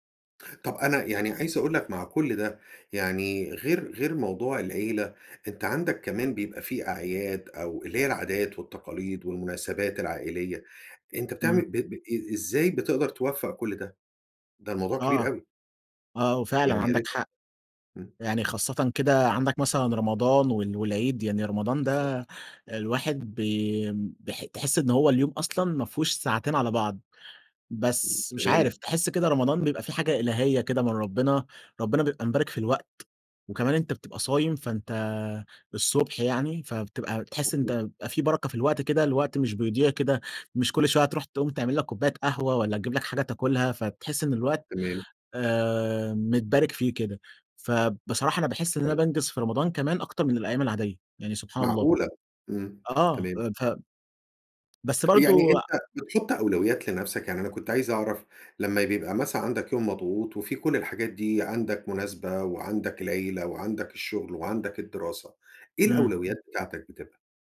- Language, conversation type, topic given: Arabic, podcast, إزاي بتوازن بين الشغل والوقت مع العيلة؟
- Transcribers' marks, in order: unintelligible speech; tapping